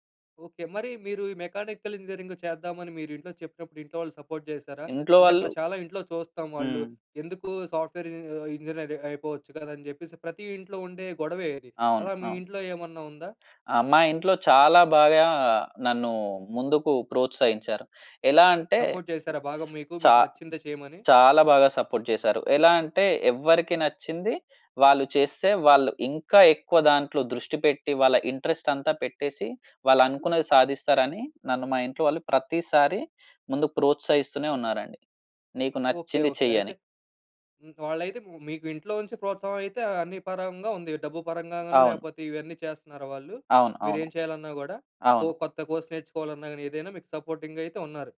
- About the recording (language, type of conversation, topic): Telugu, podcast, కెరీర్ మార్పు గురించి ఆలోచించినప్పుడు మీ మొదటి అడుగు ఏమిటి?
- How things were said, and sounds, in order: in English: "మెకానికల్ ఇంజినీరింగ్"; in English: "సపోర్ట్"; in English: "సాఫ్ట్‌వేర్ ఇంజినీర్"; in English: "సపోర్ట్"; in English: "సపోర్ట్"; in English: "ఇంట్రెస్ట్"; in English: "కోర్స్"; in English: "సపోర్టింగ్"